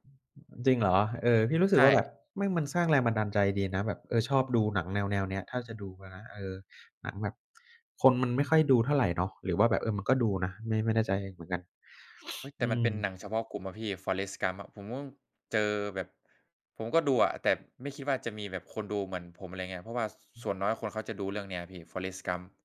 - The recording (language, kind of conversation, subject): Thai, unstructured, คุณชอบดูภาพยนตร์แนวไหนมากที่สุด?
- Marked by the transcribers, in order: other noise; sniff